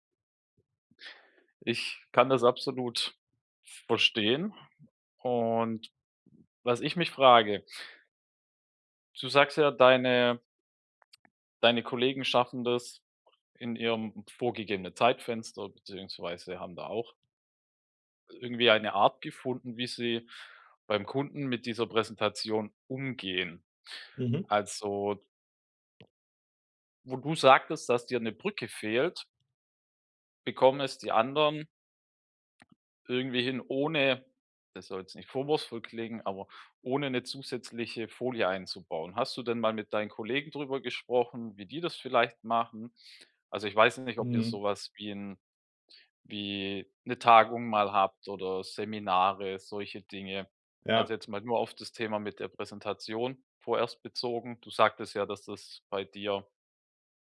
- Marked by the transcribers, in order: none
- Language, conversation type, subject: German, advice, Wie hindert mich mein Perfektionismus daran, mit meinem Projekt zu starten?